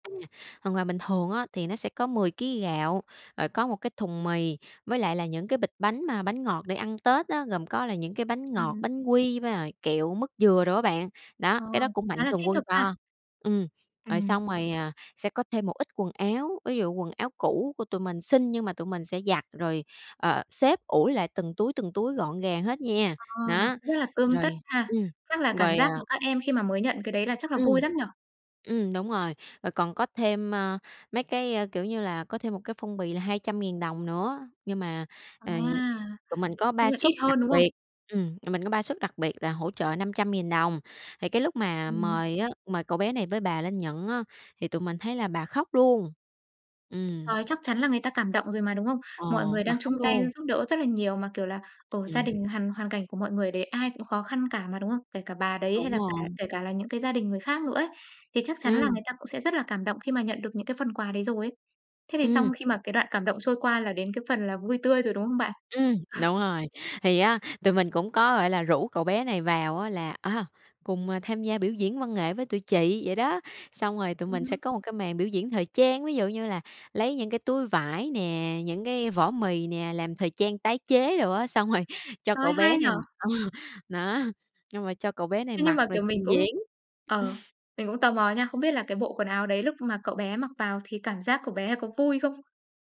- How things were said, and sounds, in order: other background noise; tapping; unintelligible speech; chuckle; laughing while speaking: "rồi"; laughing while speaking: "ờ"; chuckle
- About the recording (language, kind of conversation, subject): Vietnamese, podcast, Bạn có thể kể về trải nghiệm làm tình nguyện cùng cộng đồng của mình không?